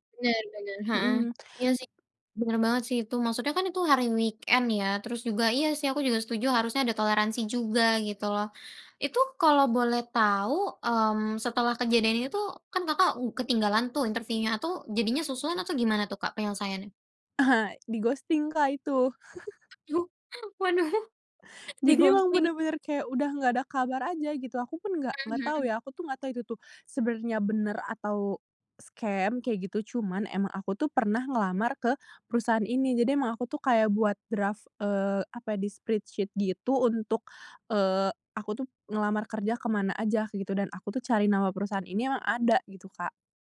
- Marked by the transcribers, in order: tapping; in English: "weekend"; other noise; in English: "di-ghosting"; chuckle; other background noise; laughing while speaking: "Duh, waduh di-ghosting"; in English: "di-ghosting"; in English: "scam"; in English: "draft"
- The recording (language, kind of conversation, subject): Indonesian, podcast, Bisakah kamu menceritakan momen tenang yang membuatmu merasa hidupmu berubah?